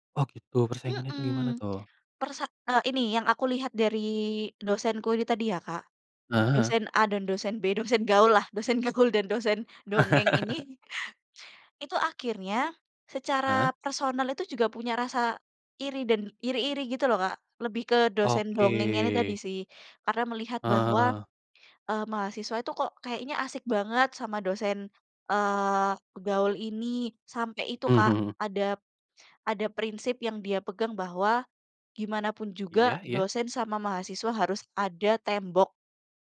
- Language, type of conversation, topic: Indonesian, unstructured, Menurutmu, bagaimana cara membuat pelajaran menjadi lebih menyenangkan?
- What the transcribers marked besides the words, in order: laughing while speaking: "Dosen gaul dan dosen dongeng ini"; laugh; drawn out: "Oke"